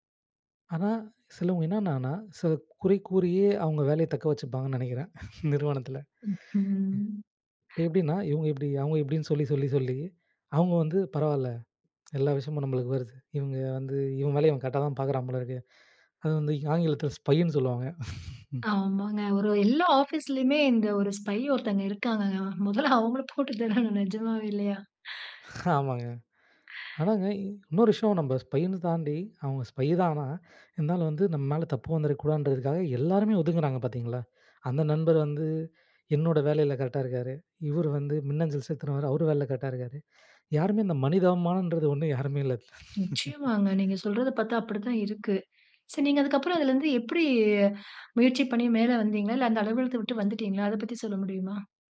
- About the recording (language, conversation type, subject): Tamil, podcast, தோல்விகள் உங்கள் படைப்பை எவ்வாறு மாற்றின?
- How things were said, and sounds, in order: laughing while speaking: "சில குறை கூறியே அவங்க வேலைய தக்க வச்சுப்பாங்கன்னு நெனைக்கிறே நிறுவனத்தில"; laugh; other background noise; inhale; in English: "ஸ்பைன்னு"; laugh; in English: "ஸ்பை"; laughing while speaking: "மொதல்ல அவங்கள போட்டு தள்ளனு நெஜமாவே இல்லையா?"; exhale; laughing while speaking: "ஆமாங்க"; inhale; in English: "ஸ்பைன்னு"; in English: "ஸ்பை"; laughing while speaking: "ஒன்னு யாருமே இல்ல"; laugh; "வந்தீர்களா" said as "வந்தீங்ளா"